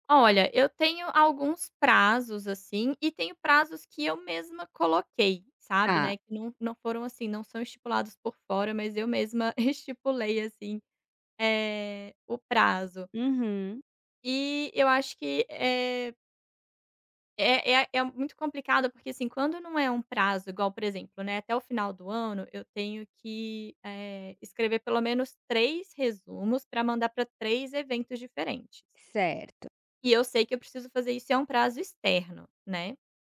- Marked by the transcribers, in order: laughing while speaking: "estipulei"
- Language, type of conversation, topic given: Portuguese, advice, Como posso priorizar melhor as minhas tarefas diárias?